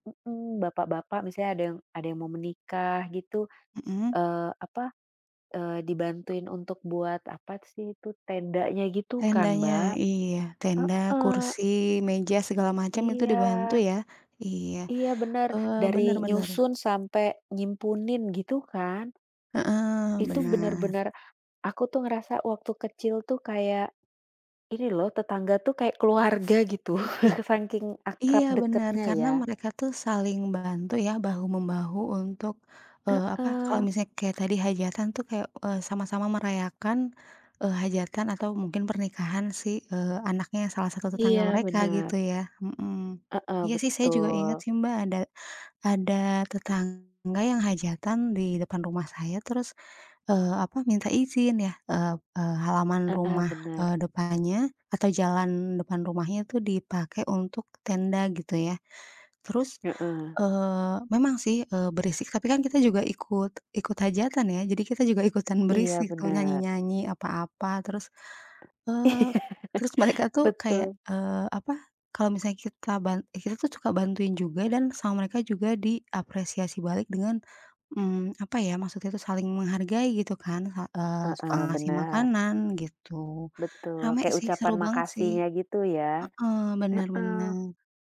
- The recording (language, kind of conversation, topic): Indonesian, unstructured, Apa kenangan bahagiamu bersama tetangga?
- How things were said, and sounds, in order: laugh; laughing while speaking: "Iya"; other background noise